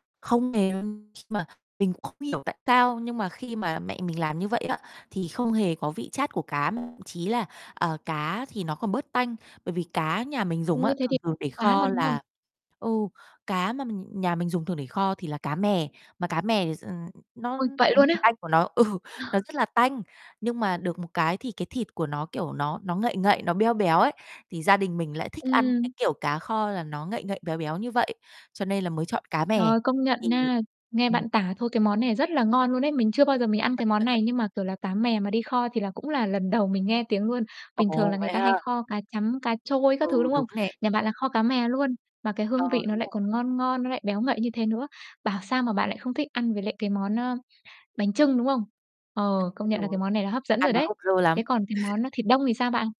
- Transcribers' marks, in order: distorted speech; unintelligible speech; tapping; other background noise; unintelligible speech; chuckle; unintelligible speech; laugh
- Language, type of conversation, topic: Vietnamese, podcast, Tết ở nhà bạn thường có những món quen thuộc nào?